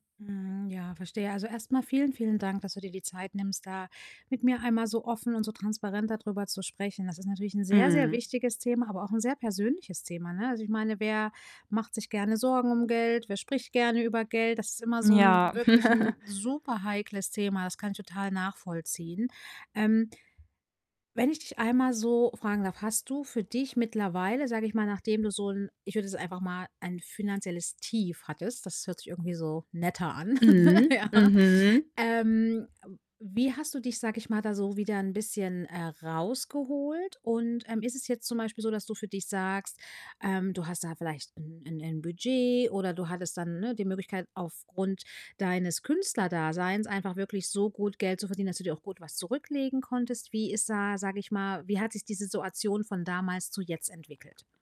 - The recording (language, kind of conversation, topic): German, advice, Wie kann ich im Alltag besser mit Geldangst umgehen?
- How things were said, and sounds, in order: distorted speech; other background noise; chuckle; chuckle; laughing while speaking: "ne? Ja"